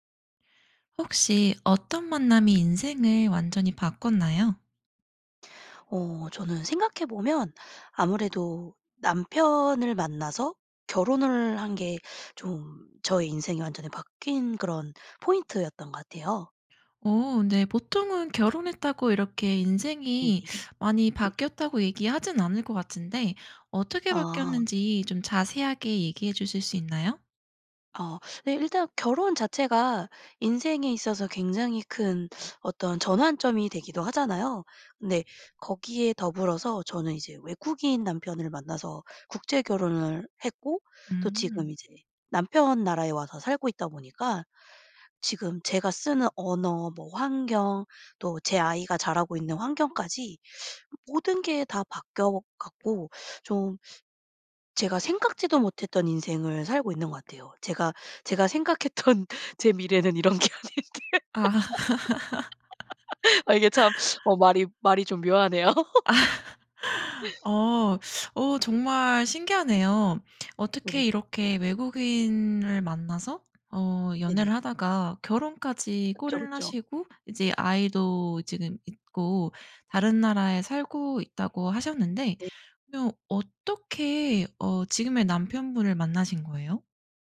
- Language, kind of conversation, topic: Korean, podcast, 어떤 만남이 인생을 완전히 바꿨나요?
- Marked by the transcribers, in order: other background noise; laughing while speaking: "생각했던 제 미래는 이런 게 아닌데"; laughing while speaking: "아"; laugh; laughing while speaking: "아"; laughing while speaking: "묘하네요"; laugh; tapping